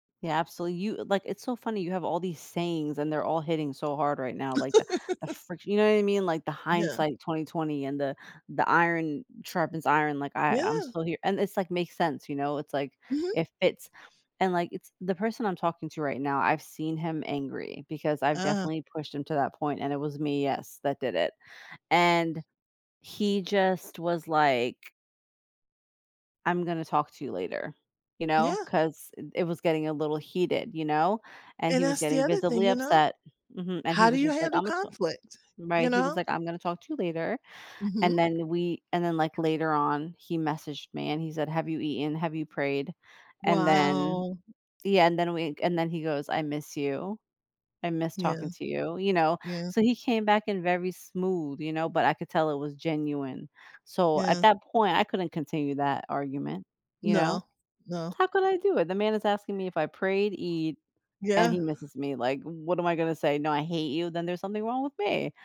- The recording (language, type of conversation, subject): English, unstructured, How do your values shape what you seek in a relationship?
- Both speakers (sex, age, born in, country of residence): female, 40-44, Turkey, United States; female, 55-59, United States, United States
- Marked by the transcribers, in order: laugh; other background noise; tapping